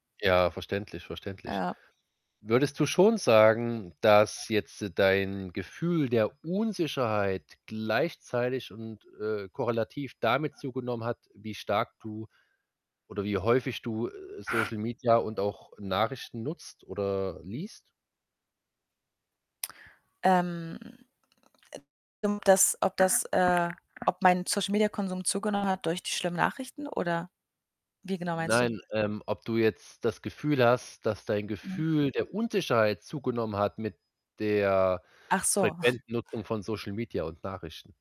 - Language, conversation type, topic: German, advice, Wie kann ich meine Angst beim Erkunden neuer, unbekannter Orte verringern?
- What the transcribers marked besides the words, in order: distorted speech; other background noise; static; background speech; "jetzt" said as "jetze"; stressed: "Unsicherheit"; snort; unintelligible speech; snort